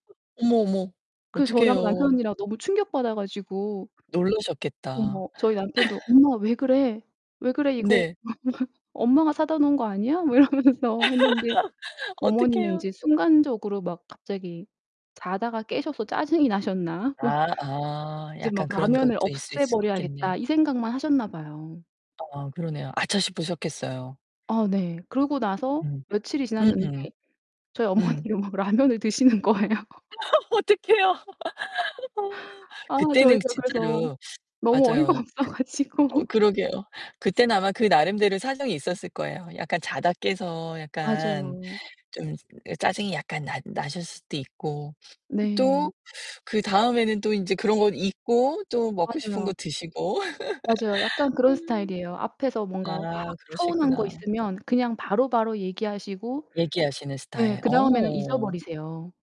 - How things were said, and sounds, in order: other background noise; distorted speech; laugh; laughing while speaking: "엄마가"; laugh; laughing while speaking: "어머니가 막 라면을 드시는 거예요"; laugh; laughing while speaking: "어 어떡해요"; laughing while speaking: "어이가 없어 가지고"; laugh; tapping
- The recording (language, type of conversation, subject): Korean, podcast, 부모님 병수발을 맡게 된다면 어떻게 하실 건가요?